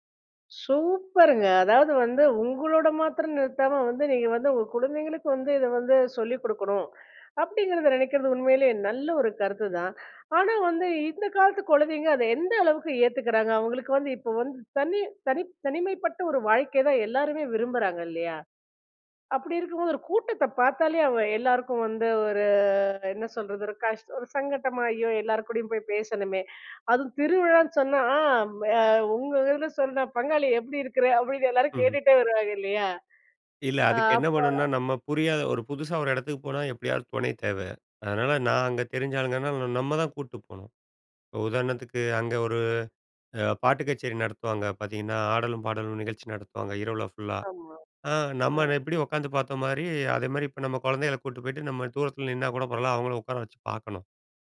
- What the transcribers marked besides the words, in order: drawn out: "சூப்பருங்க"
- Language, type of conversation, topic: Tamil, podcast, வெவ்வேறு திருவிழாக்களை கொண்டாடுவது எப்படி இருக்கிறது?